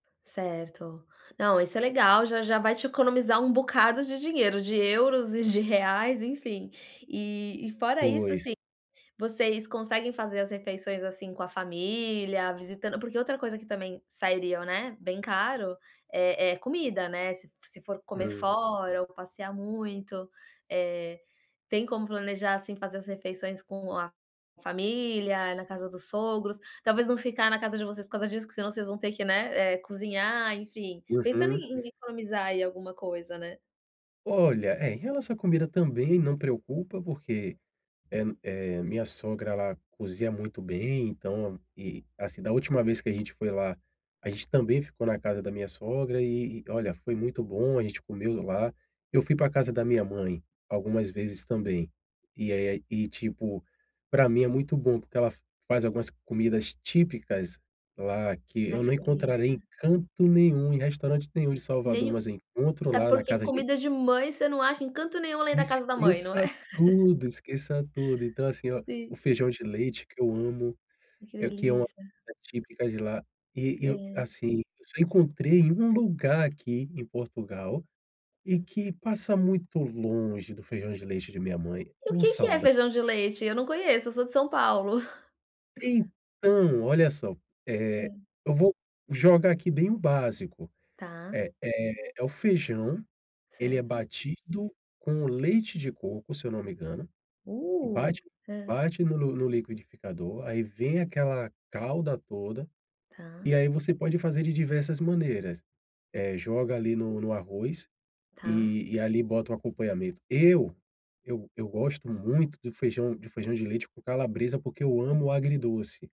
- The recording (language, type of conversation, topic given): Portuguese, advice, Como posso planejar viagens com um orçamento apertado e ainda me divertir?
- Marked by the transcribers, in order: laugh; tapping